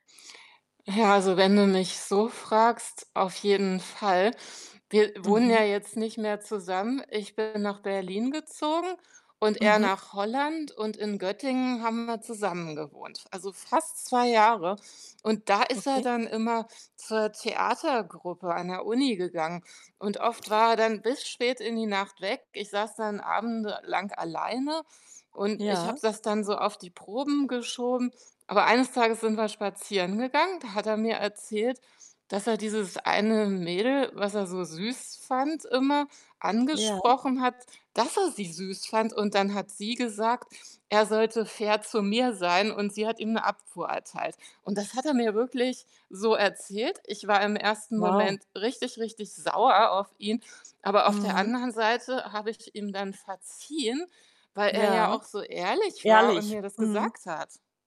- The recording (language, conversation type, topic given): German, advice, Wie empfindest du deine Eifersucht, wenn dein Partner Kontakt zu seinen Ex-Partnern hat?
- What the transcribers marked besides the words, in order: distorted speech; other background noise